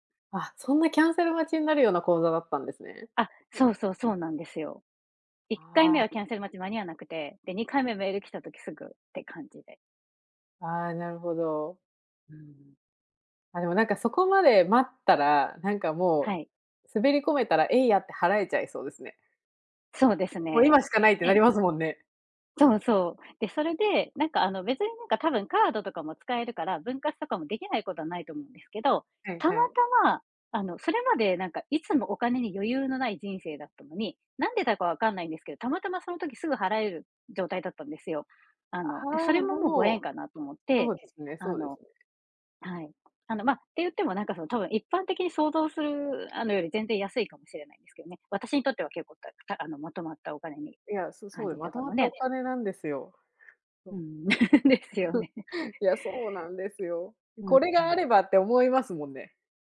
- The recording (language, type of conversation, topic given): Japanese, unstructured, お金の使い方で大切にしていることは何ですか？
- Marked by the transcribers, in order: tapping; other noise; laughing while speaking: "ですよね"; chuckle